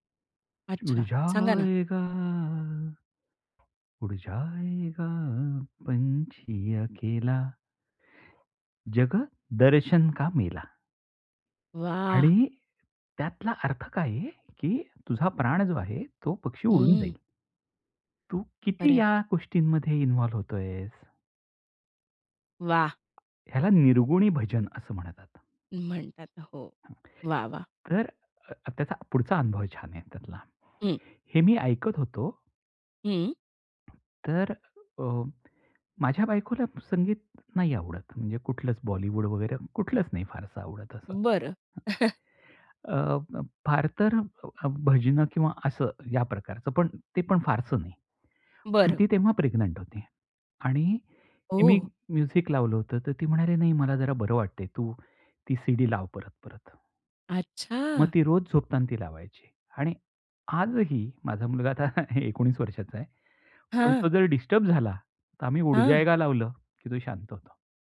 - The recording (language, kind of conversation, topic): Marathi, podcast, संगीताच्या लयींत हरवण्याचा तुमचा अनुभव कसा असतो?
- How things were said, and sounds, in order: singing: "ऊड जाएगा. ऊड जाएगा पंची अकेला"; other background noise; in Hindi: "जग, दर्शन का मेला"; tapping; unintelligible speech; chuckle; in English: "म्युझिक"; laughing while speaking: "मुलगा आता एकोणीस वर्षाचा"; in Hindi: "उड़ जाएगा"